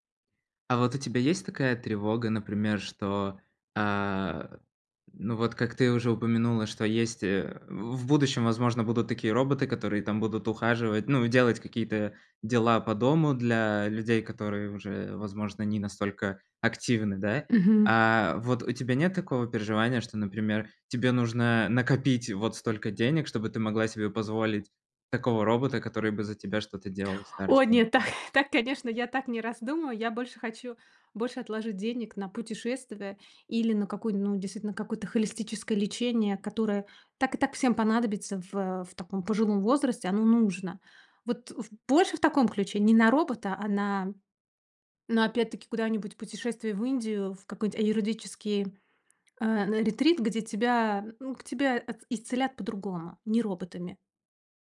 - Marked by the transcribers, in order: joyful: "О нет. Так так"; exhale
- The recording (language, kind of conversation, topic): Russian, advice, Как мне справиться с неопределённостью в быстро меняющемся мире?